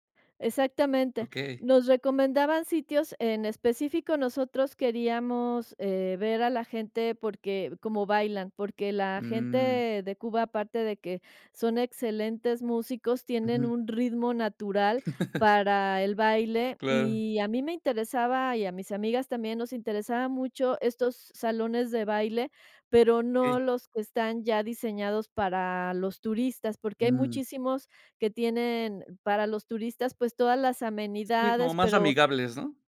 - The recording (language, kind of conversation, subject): Spanish, podcast, ¿Alguna vez te han recomendado algo que solo conocen los locales?
- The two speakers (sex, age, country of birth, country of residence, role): female, 60-64, Mexico, Mexico, guest; male, 30-34, Mexico, Mexico, host
- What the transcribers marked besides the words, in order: laugh